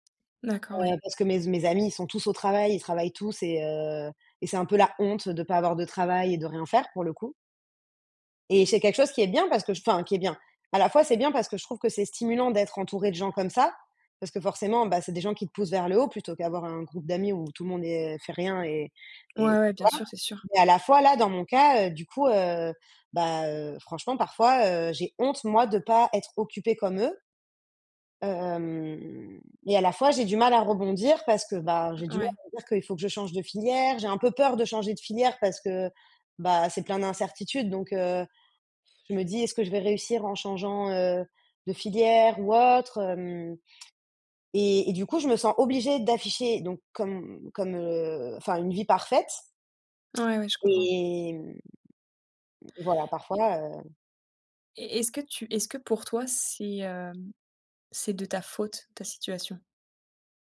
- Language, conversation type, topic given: French, advice, Pourquoi ai-je l’impression de devoir afficher une vie parfaite en public ?
- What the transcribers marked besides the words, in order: stressed: "honte"; unintelligible speech; drawn out: "Hem"; tapping